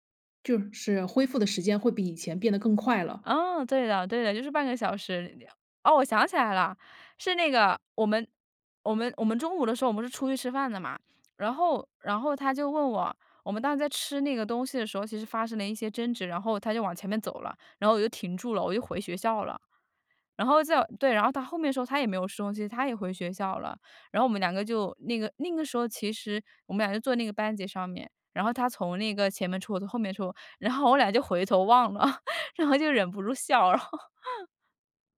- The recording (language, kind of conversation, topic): Chinese, podcast, 有没有一次和解让关系变得更好的例子？
- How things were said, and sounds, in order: laugh; laughing while speaking: "然后就忍不住笑了"; laugh